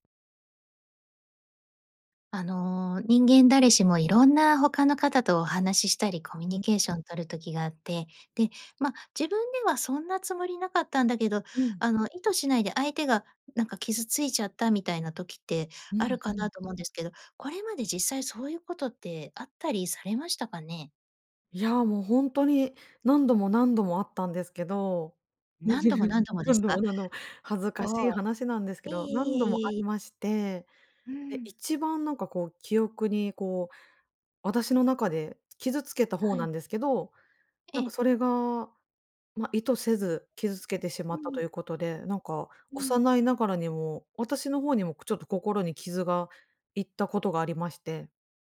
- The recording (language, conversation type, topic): Japanese, podcast, 意図せず相手を傷つけてしまったとき、どのようにフォローすればよいですか？
- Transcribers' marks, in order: tapping